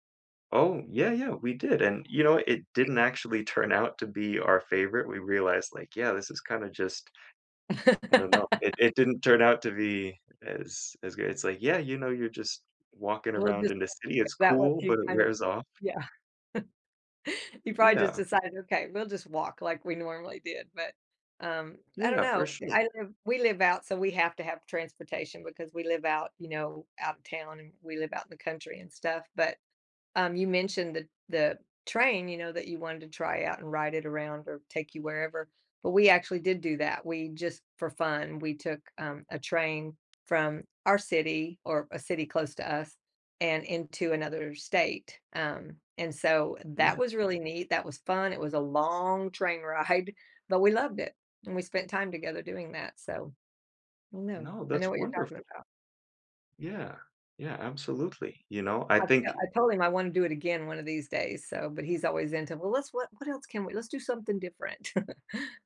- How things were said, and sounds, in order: other background noise; laugh; unintelligible speech; chuckle; drawn out: "long"; laughing while speaking: "ride"; chuckle
- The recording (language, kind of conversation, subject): English, unstructured, What is your favorite way to spend time with a partner?
- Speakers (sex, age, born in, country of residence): female, 60-64, United States, United States; male, 30-34, United States, United States